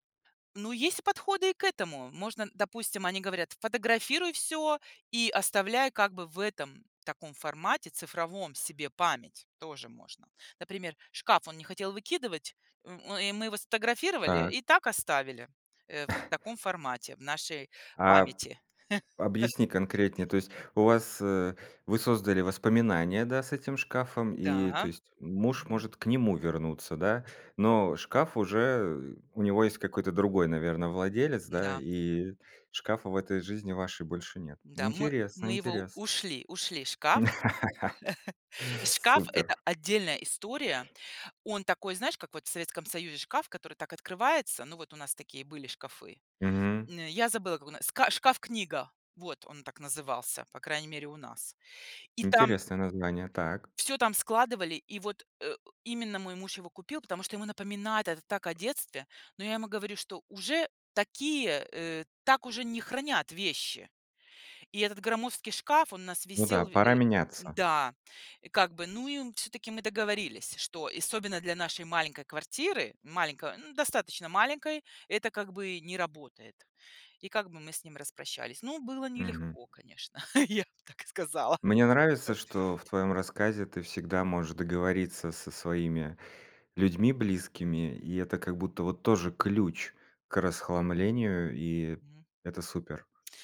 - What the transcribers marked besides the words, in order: chuckle; chuckle; other background noise; tapping; chuckle; laugh; chuckle; laughing while speaking: "я бы так сказала"
- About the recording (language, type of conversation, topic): Russian, podcast, Как вы организуете пространство в маленькой квартире?